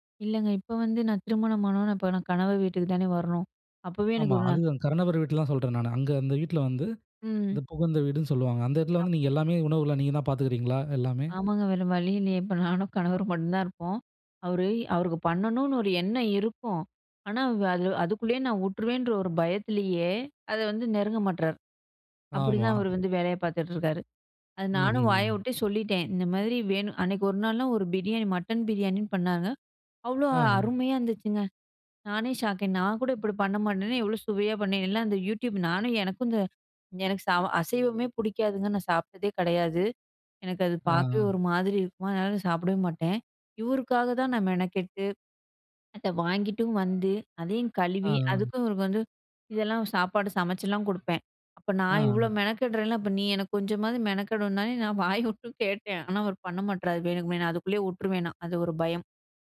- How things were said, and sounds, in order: none
- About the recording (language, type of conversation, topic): Tamil, podcast, சிறு வயதில் கற்றுக்கொண்டது இன்றும் உங்களுக்கு பயனாக இருக்கிறதா?